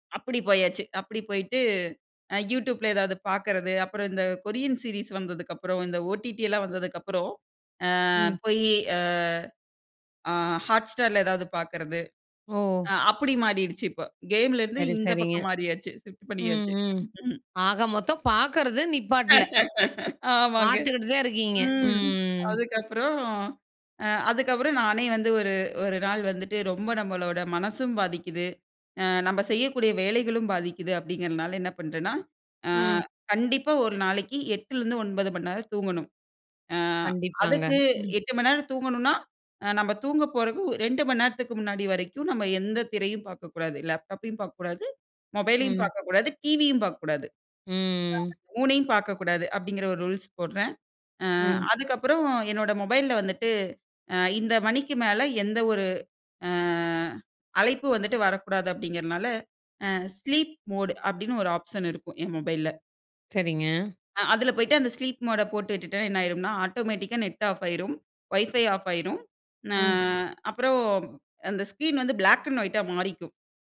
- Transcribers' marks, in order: laugh; laughing while speaking: "ஆமாங்க"; drawn out: "ம்"; drawn out: "ம்"; in English: "ஸ்லீப் மோட்"; in English: "பிளாக் அண்ட் ஒய்யிட்"
- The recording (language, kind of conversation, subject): Tamil, podcast, நீங்கள் தினசரி திரை நேரத்தை எப்படிக் கட்டுப்படுத்திக் கொள்கிறீர்கள்?